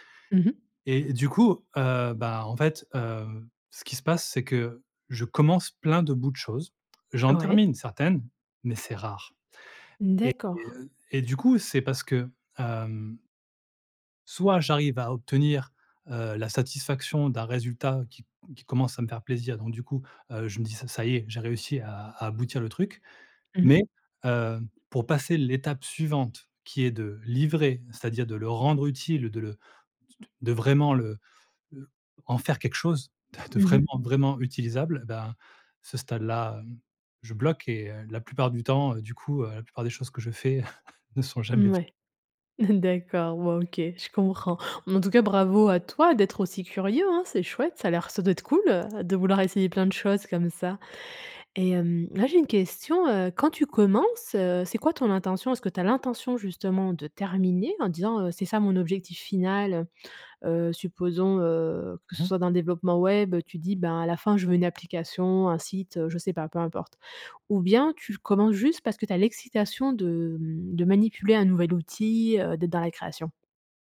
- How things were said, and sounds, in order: laughing while speaking: "de vraiment"; chuckle
- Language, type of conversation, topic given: French, advice, Comment surmonter mon perfectionnisme qui m’empêche de finir ou de partager mes œuvres ?